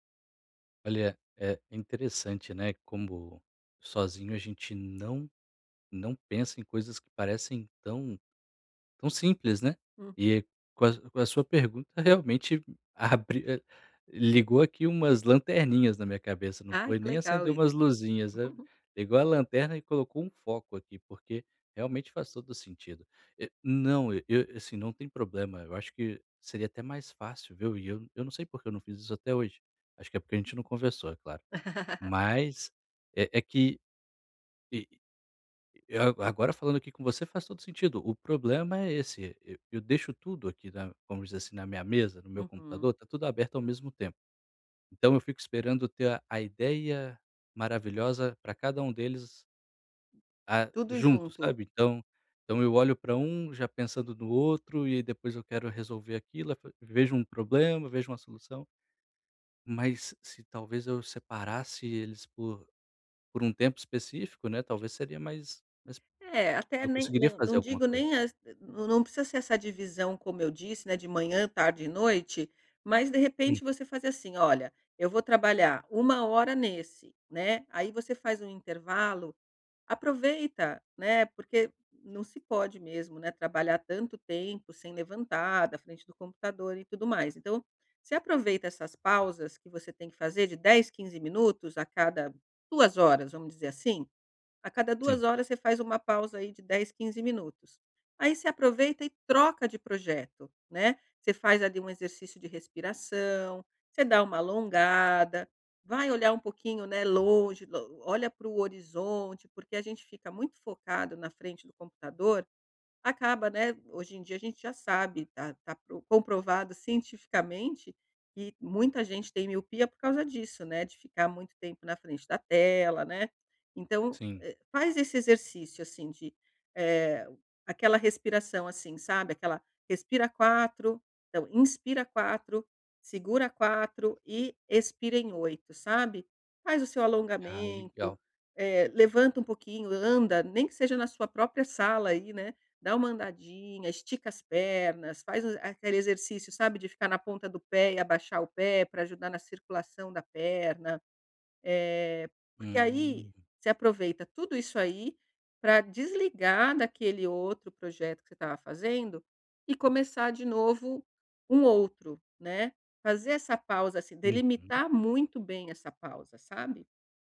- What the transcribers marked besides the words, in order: laugh; laugh
- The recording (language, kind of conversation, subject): Portuguese, advice, Como posso alternar entre tarefas sem perder o foco?